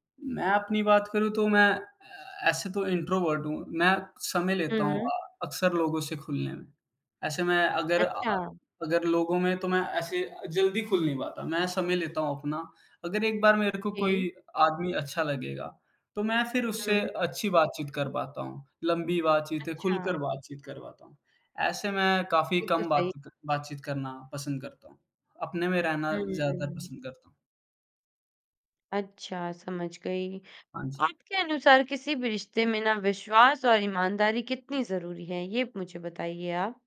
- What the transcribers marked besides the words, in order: in English: "इंट्रोवर्ट"
- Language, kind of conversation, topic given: Hindi, podcast, नए सिरे से रिश्ता बनाने की शुरुआत करने के लिए पहला कदम क्या होना चाहिए?
- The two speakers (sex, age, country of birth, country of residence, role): female, 20-24, India, India, host; male, 20-24, India, India, guest